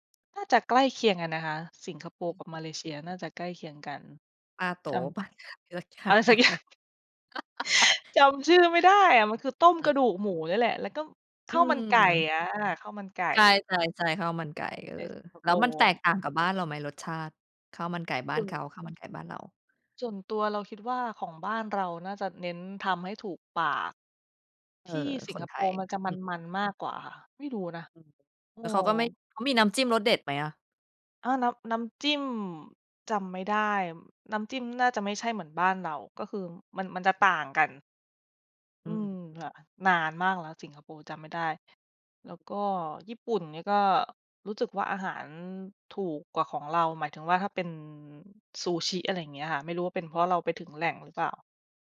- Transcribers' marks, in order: laughing while speaking: "อย่าง"; laughing while speaking: "รสชาติ"; laugh; tapping; other background noise
- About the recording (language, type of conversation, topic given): Thai, podcast, คุณชอบอาหารริมทางแบบไหนที่สุด และเพราะอะไร?